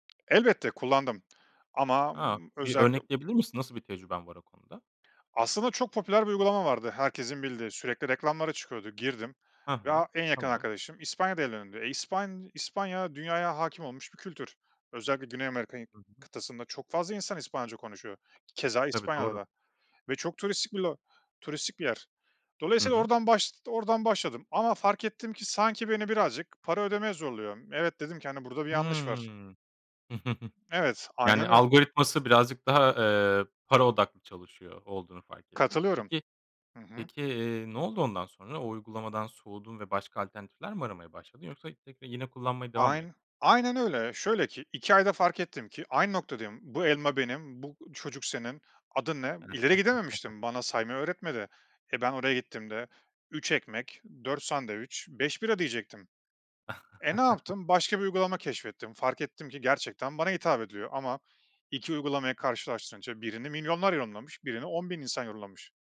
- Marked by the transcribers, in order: tapping; chuckle; other background noise; chuckle; chuckle
- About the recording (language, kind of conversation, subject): Turkish, podcast, Teknoloji öğrenme biçimimizi nasıl değiştirdi?